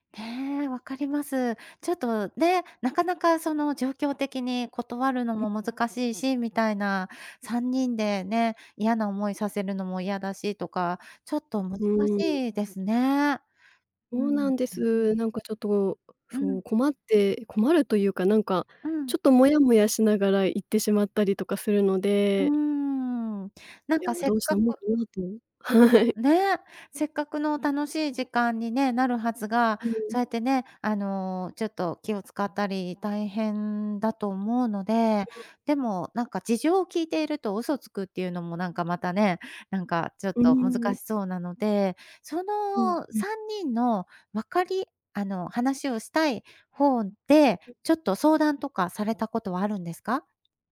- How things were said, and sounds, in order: other background noise; laughing while speaking: "はい"
- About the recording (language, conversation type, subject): Japanese, advice, 友人の付き合いで断れない飲み会の誘いを上手に断るにはどうすればよいですか？